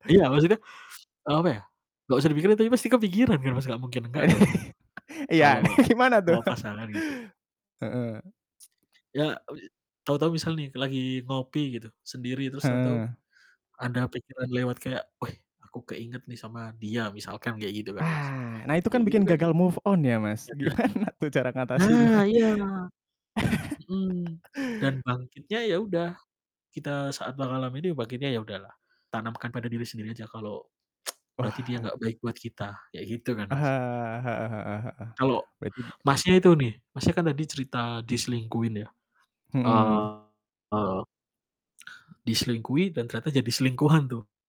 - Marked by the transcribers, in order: laugh; laughing while speaking: "Iya, nih gimana tuh?"; chuckle; other background noise; other noise; tapping; in English: "move on"; laughing while speaking: "Gimana tuh cara ngatasinnya?"; distorted speech; laugh; tsk
- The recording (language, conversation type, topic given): Indonesian, unstructured, Bagaimana kamu mengatasi sakit hati setelah mengetahui pasangan tidak setia?